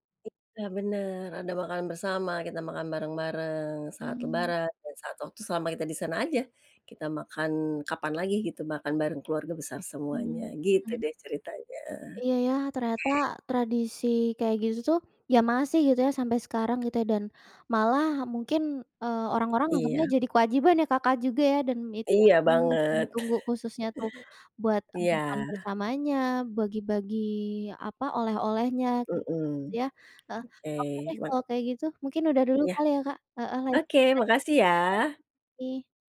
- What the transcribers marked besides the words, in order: tapping; unintelligible speech
- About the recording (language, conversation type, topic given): Indonesian, podcast, Bisa ceritakan tradisi keluarga yang paling berkesan buatmu?